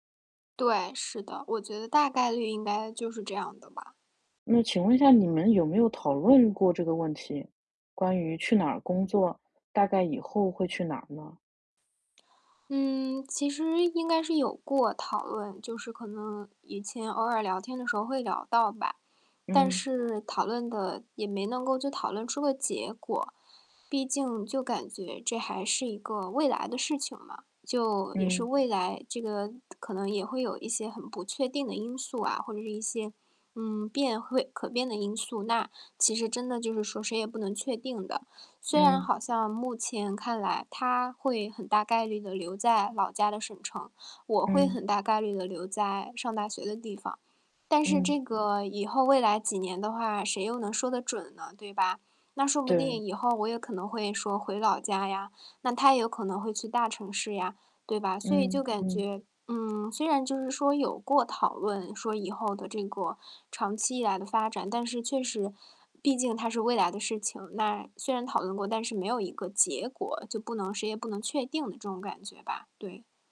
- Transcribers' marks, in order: static; tapping; distorted speech
- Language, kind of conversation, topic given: Chinese, advice, 我们的人生目标一致吗，应该怎么确认？